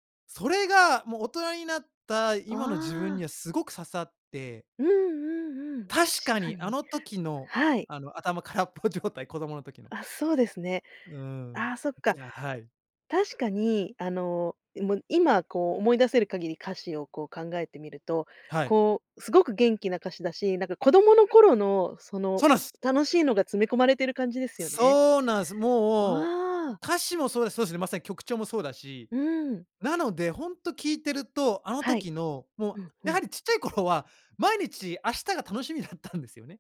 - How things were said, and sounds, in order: laughing while speaking: "空っぽ状態"
- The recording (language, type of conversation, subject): Japanese, podcast, 聴くと必ず元気になれる曲はありますか？